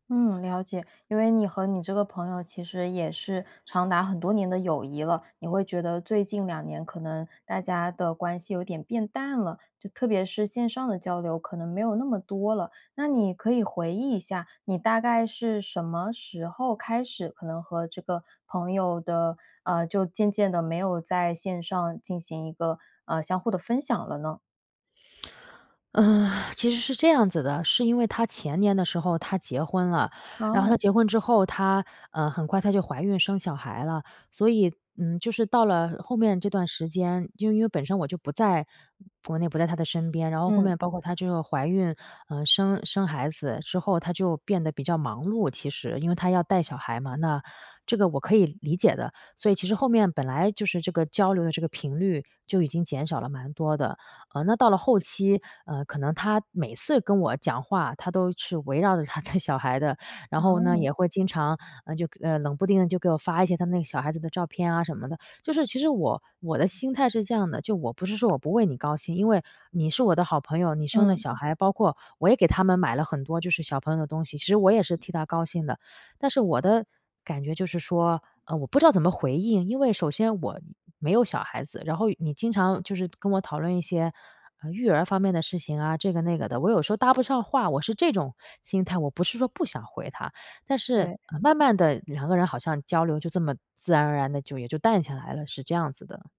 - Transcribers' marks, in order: other background noise; laughing while speaking: "她的"
- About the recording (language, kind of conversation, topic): Chinese, advice, 我该如何与老朋友沟通澄清误会？